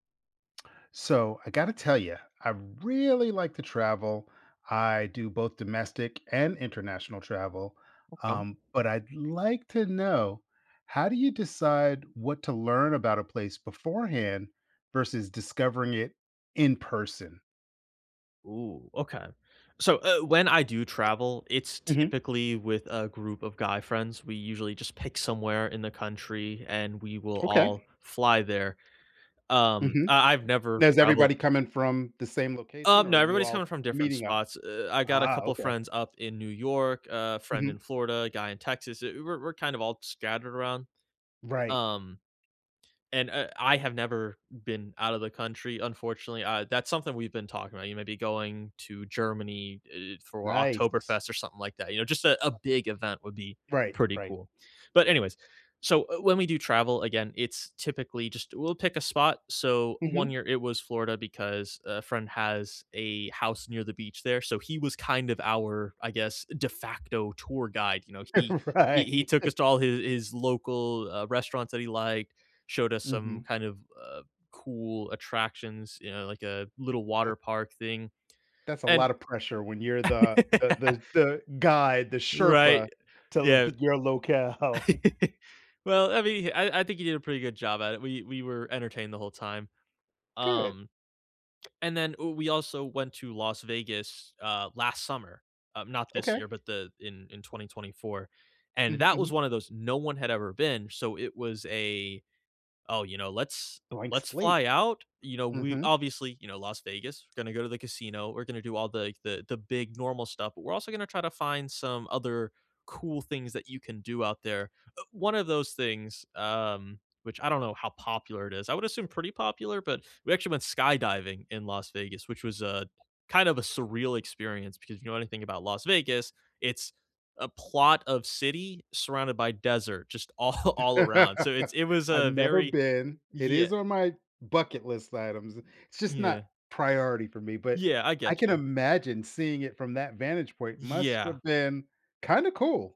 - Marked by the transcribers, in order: stressed: "really"; unintelligible speech; laugh; laughing while speaking: "Right"; laugh; laughing while speaking: "locale"; tapping; "slate" said as "splate"; other background noise; laugh; laughing while speaking: "all"
- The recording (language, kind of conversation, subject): English, unstructured, How should I decide what to learn beforehand versus discover in person?
- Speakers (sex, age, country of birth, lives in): male, 25-29, United States, United States; male, 55-59, United States, United States